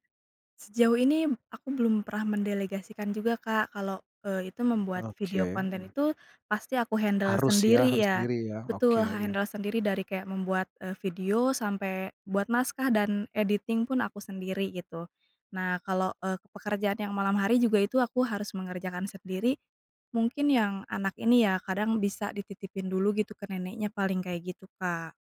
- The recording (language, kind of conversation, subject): Indonesian, advice, Bagaimana saya dapat menetapkan prioritas dengan tepat saat semua tugas terasa mendesak?
- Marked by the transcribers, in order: in English: "handle"; in English: "handle"; in English: "editing"; other background noise